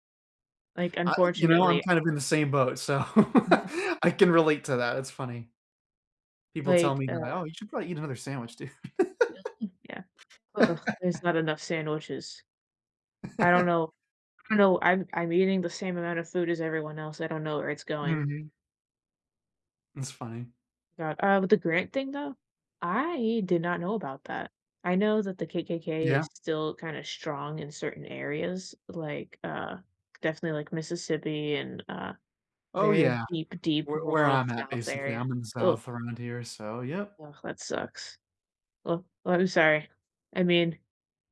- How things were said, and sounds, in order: laugh; hiccup; laughing while speaking: "dude"; laugh; chuckle; drawn out: "I"
- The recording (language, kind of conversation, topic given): English, unstructured, What is a joyful moment in history that you wish you could see?